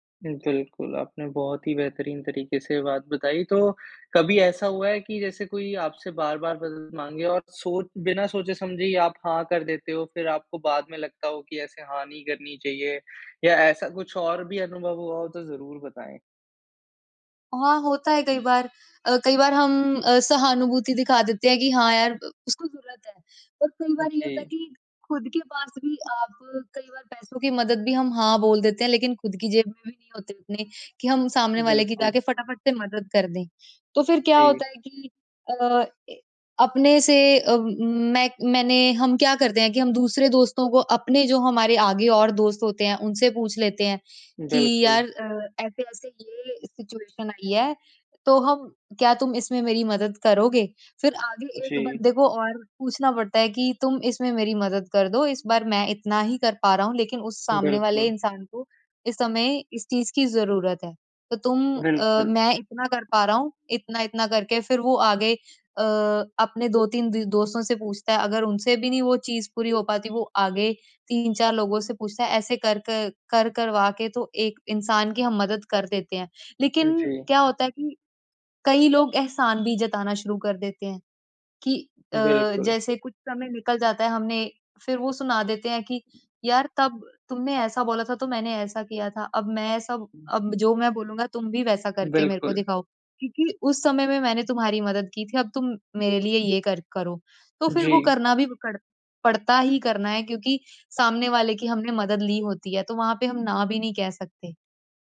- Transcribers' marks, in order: horn; tapping; in English: "सिचुएशन"; other background noise
- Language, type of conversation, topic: Hindi, podcast, जब आपसे बार-बार मदद मांगी जाए, तो आप सीमाएँ कैसे तय करते हैं?